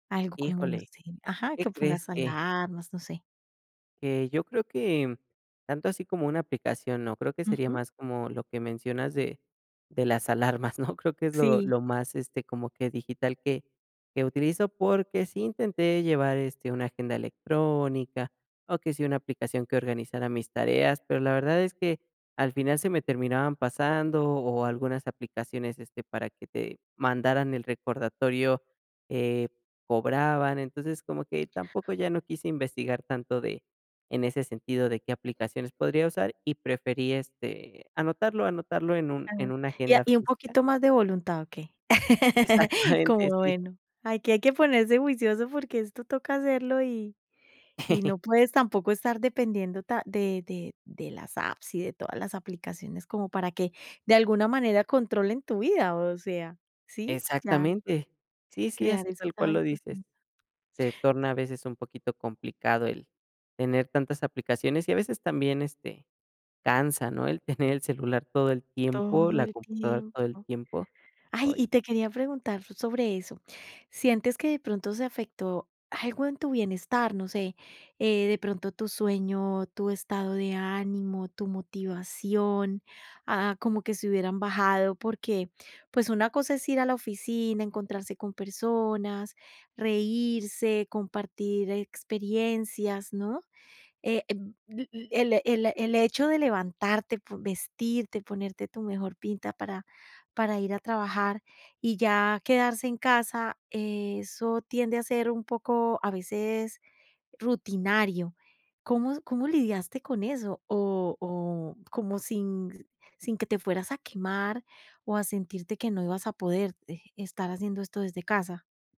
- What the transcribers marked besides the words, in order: laughing while speaking: "alarmas, ¿no?"; laugh; laughing while speaking: "Exactamente"; giggle
- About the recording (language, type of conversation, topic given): Spanish, podcast, ¿Cómo te adaptaste al trabajo o a los estudios a distancia?